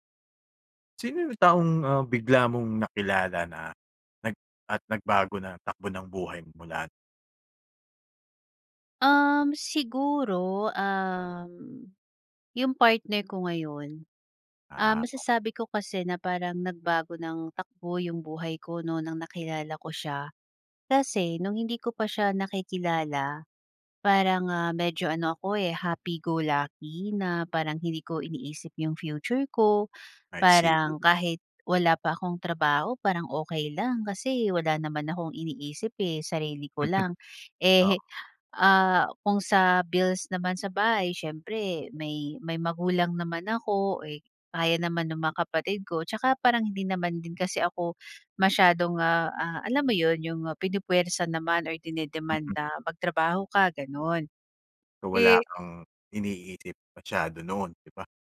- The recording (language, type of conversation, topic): Filipino, podcast, Sino ang bigla mong nakilala na nagbago ng takbo ng buhay mo?
- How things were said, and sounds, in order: chuckle